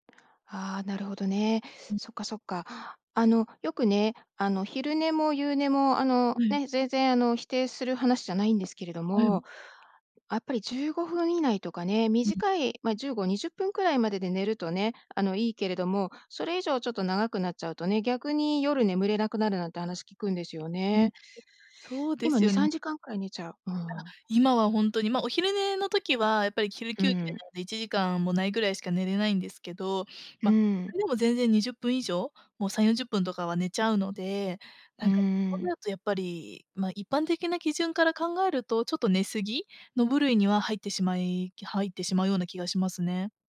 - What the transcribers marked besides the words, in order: other background noise
- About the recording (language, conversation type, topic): Japanese, advice, 眠れない夜が続いて日中ボーッとするのですが、どうすれば改善できますか？